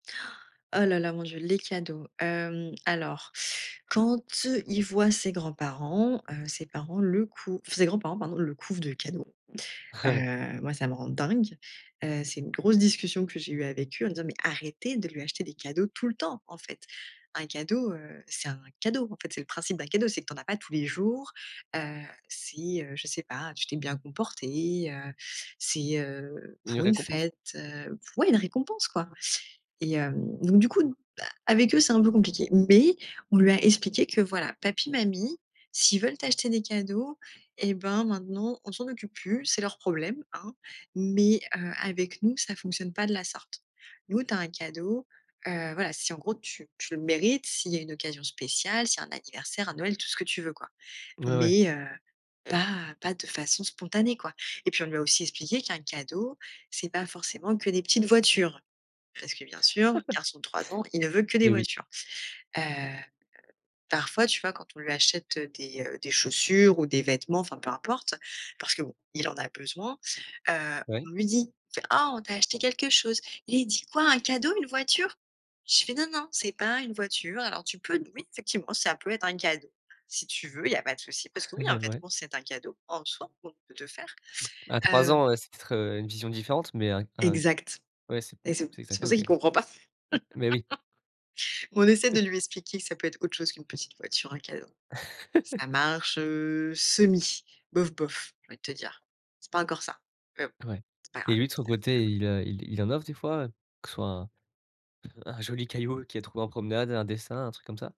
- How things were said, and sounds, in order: stressed: "dingue"; chuckle; chuckle; chuckle; laugh; chuckle; chuckle; unintelligible speech
- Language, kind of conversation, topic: French, podcast, Comment expliquer les cinq langages amoureux à un enfant ?